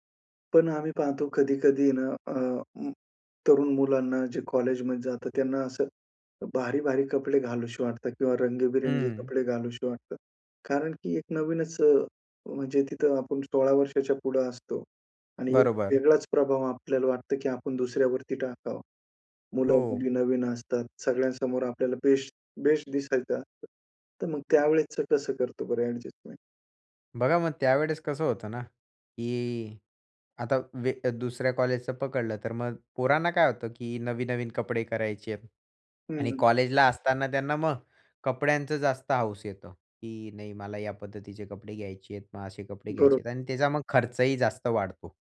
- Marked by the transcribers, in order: "घालावेसे" said as "घालूशी"; other background noise; "घालावेसे" said as "घालूशी"
- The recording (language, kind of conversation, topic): Marathi, podcast, शाळा किंवा महाविद्यालयातील पोशाख नियमांमुळे तुमच्या स्वतःच्या शैलीवर कसा परिणाम झाला?